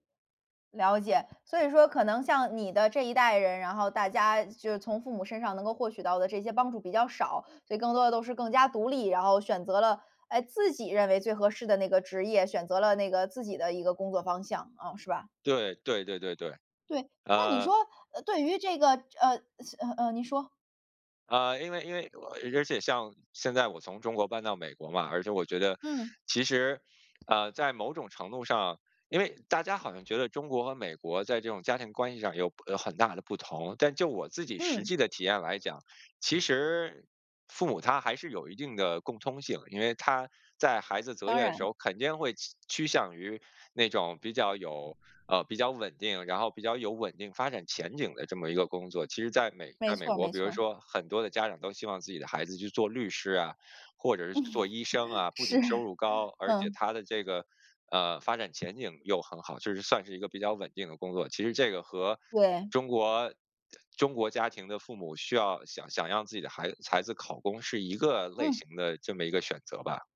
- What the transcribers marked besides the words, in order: tapping; other background noise; chuckle; laughing while speaking: "是"
- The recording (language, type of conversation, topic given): Chinese, podcast, 在选择工作时，家人的意见有多重要？